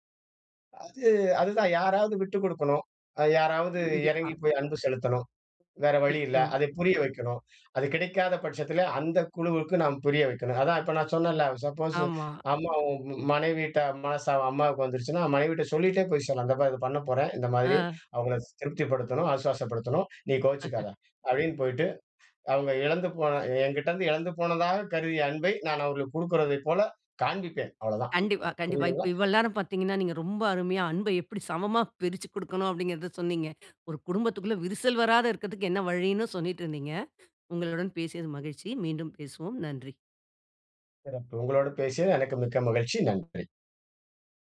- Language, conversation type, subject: Tamil, podcast, அன்பை வெளிப்படுத்தும் முறைகள் வேறுபடும் போது, ஒருவருக்கொருவர் தேவைகளைப் புரிந்து சமநிலையாக எப்படி நடந்து கொள்கிறீர்கள்?
- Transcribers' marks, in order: other background noise; chuckle; "சொல்லீட்டிருந்தீங்க" said as "சொன்னீட்டிருந்தீங்க"